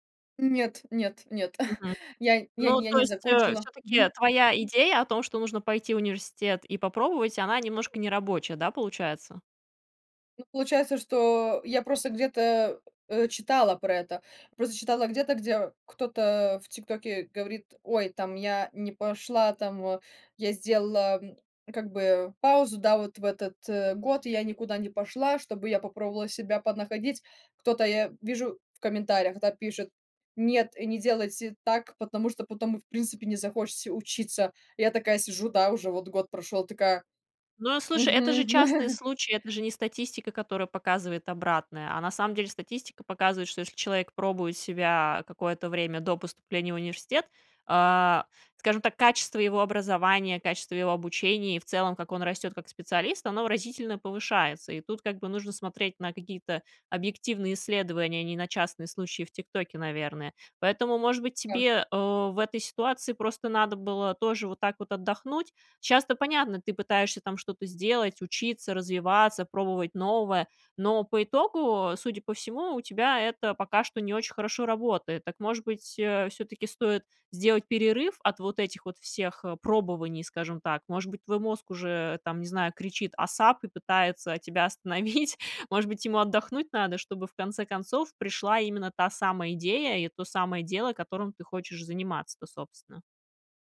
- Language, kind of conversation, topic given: Russian, podcast, Что тебя больше всего мотивирует учиться на протяжении жизни?
- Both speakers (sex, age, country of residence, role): female, 20-24, France, guest; female, 30-34, South Korea, host
- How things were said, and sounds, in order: laughing while speaking: "мгм"; laughing while speaking: "остановить?"